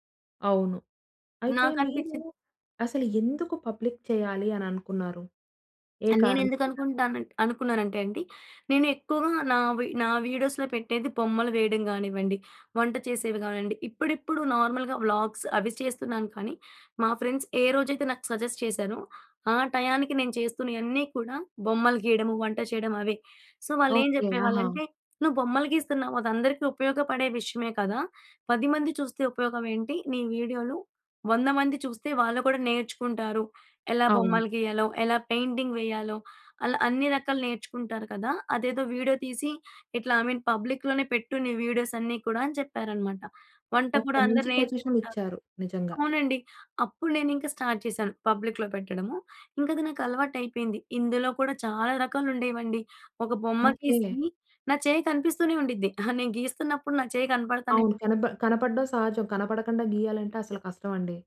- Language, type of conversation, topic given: Telugu, podcast, పబ్లిక్ లేదా ప్రైవేట్ ఖాతా ఎంచుకునే నిర్ణయాన్ని మీరు ఎలా తీసుకుంటారు?
- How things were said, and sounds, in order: in English: "పబ్లిక్"; other noise; in English: "వీడియోస్‌లో"; in English: "నార్మల్‍గా వ్లాగ్స్"; in English: "ఫ్రెండ్స్"; in English: "సజెస్ట్"; in English: "సో"; in English: "ఐ మీన్ పబ్లిక్‌లోనే"; in English: "పొజిషన్"; in English: "స్టార్ట్"; in English: "పబ్లిక్‌లో"